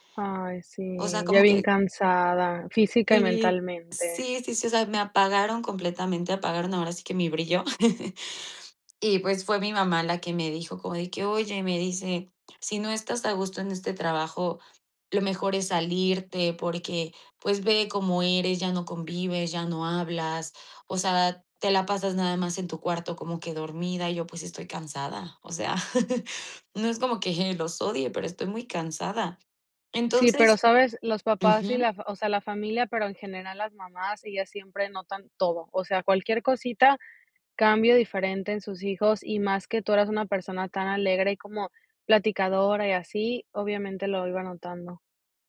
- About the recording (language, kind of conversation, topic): Spanish, podcast, ¿Cómo decidiste dejar un trabajo estable?
- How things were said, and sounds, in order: chuckle; chuckle